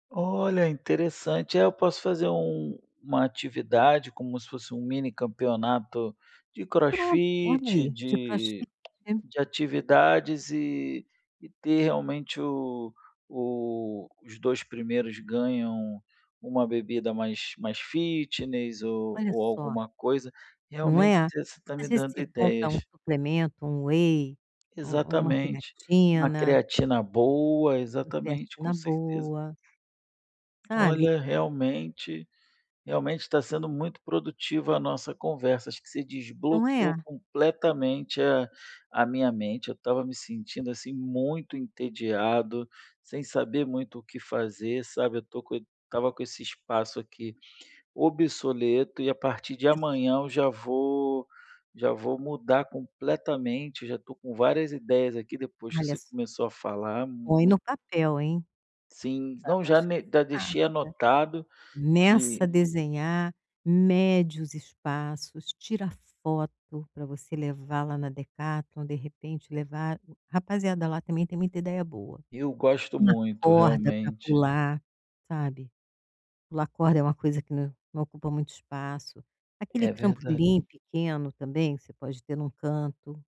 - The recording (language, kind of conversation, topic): Portuguese, advice, Como posso mudar meu ambiente para estimular ideias mais criativas?
- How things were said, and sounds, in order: tapping; in English: "crossfit"; in English: "crossfit"; in English: "fitness"; in English: "whey"